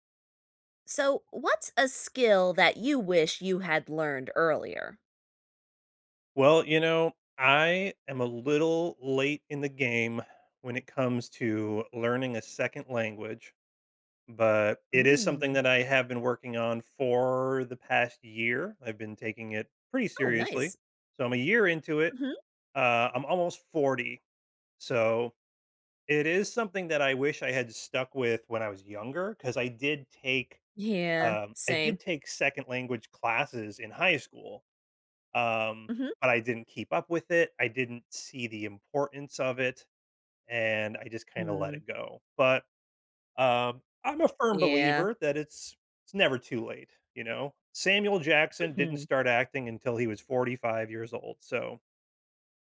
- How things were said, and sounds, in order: none
- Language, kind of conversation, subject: English, unstructured, What skill should I learn sooner to make life easier?